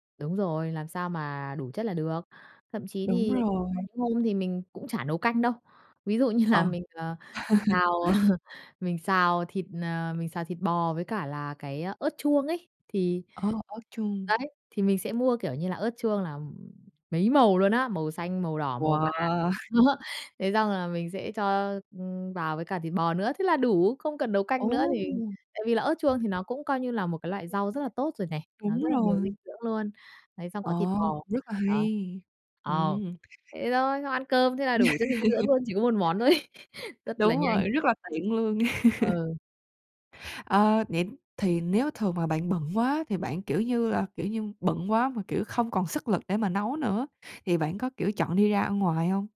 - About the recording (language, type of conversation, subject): Vietnamese, podcast, Bạn làm thế nào để chuẩn bị một bữa ăn vừa nhanh vừa lành mạnh?
- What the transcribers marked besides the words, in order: other background noise; laughing while speaking: "là"; laughing while speaking: "ờ"; laugh; tapping; laughing while speaking: "đó"; chuckle; laugh; laughing while speaking: "thôi ấy"; laugh